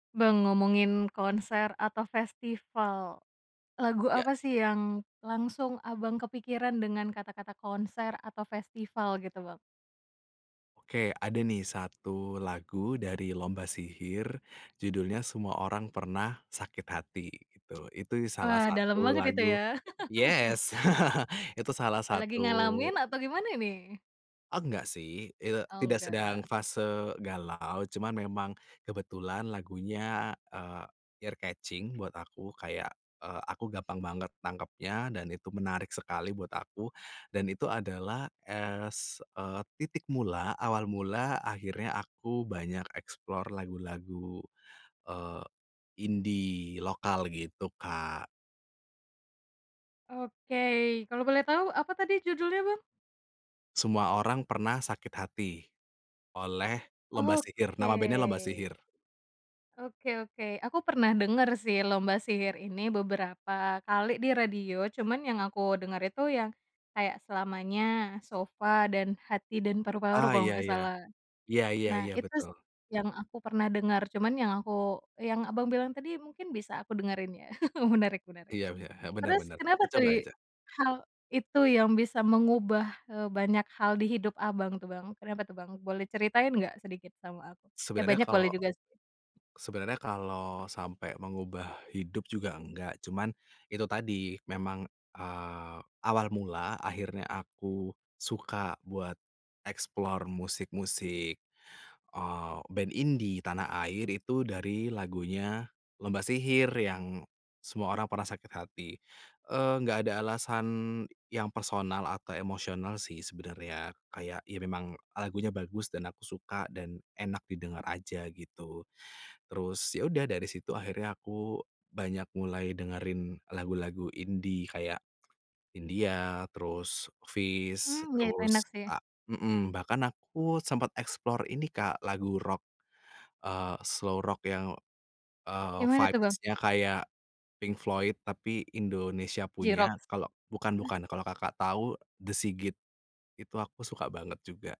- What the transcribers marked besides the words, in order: tapping; laugh; in English: "ear-catching"; in English: "as"; in English: "explore"; drawn out: "Oke"; in English: "band-nya"; chuckle; in English: "explore"; in English: "explore"; in English: "slow"; in English: "vibes-nya"
- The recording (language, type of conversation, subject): Indonesian, podcast, Lagu apa yang langsung mengingatkan kamu pada konser atau festival?